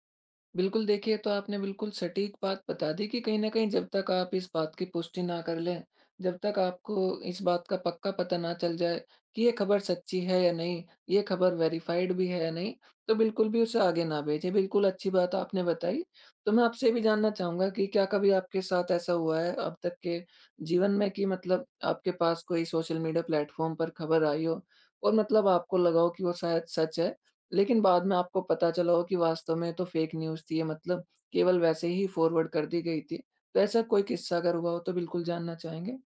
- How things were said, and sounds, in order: in English: "वेरिफ़ाइड"; in English: "प्लेटफॉर्म"; in English: "फ़ेक न्यूज़"; in English: "फॉरवर्ड"
- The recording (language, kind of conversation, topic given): Hindi, podcast, ऑनलाइन खबरों की सच्चाई आप कैसे जाँचते हैं?